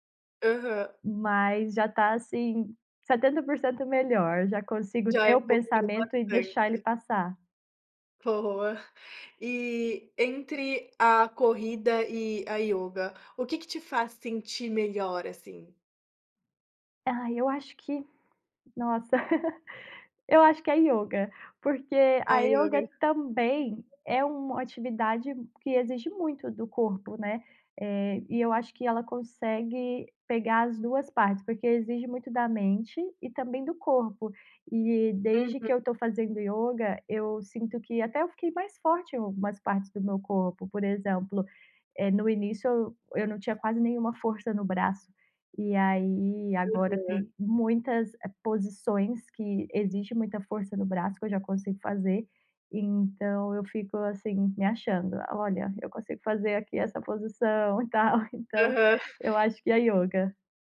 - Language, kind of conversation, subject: Portuguese, podcast, Que atividade ao ar livre te recarrega mais rápido?
- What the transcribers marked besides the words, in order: giggle; tapping; chuckle